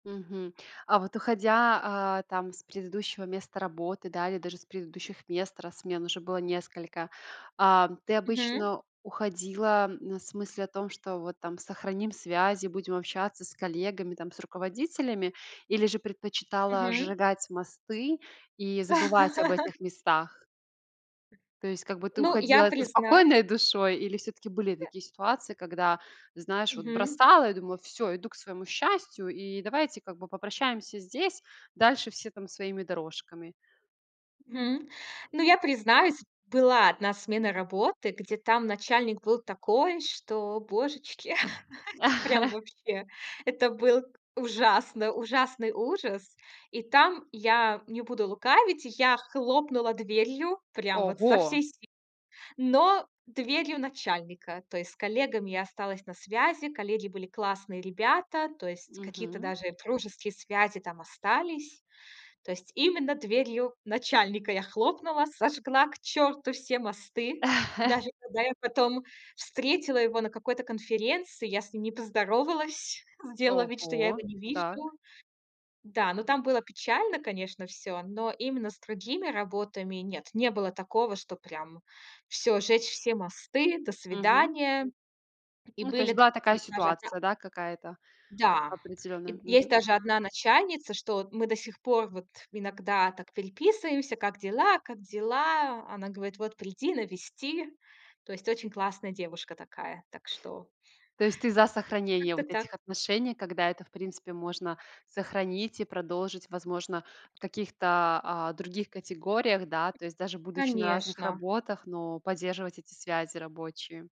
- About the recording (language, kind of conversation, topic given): Russian, podcast, Когда стоит менять работу ради счастья?
- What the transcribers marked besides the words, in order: tapping; laugh; other noise; chuckle; laugh; surprised: "Ого!"; chuckle